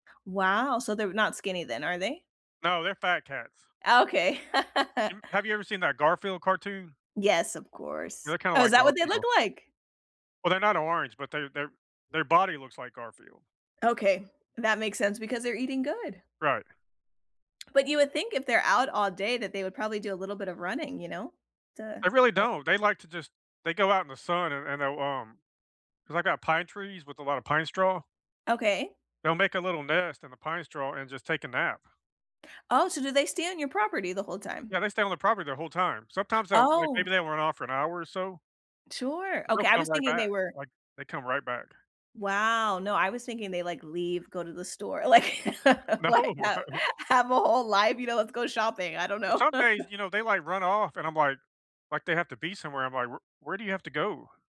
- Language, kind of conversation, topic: English, unstructured, What should you consider before getting a pet?
- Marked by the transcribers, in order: laugh; tapping; other background noise; gasp; laughing while speaking: "Like like, have have a whole life, you know? Let's go shopping"; laughing while speaking: "No"; chuckle; laugh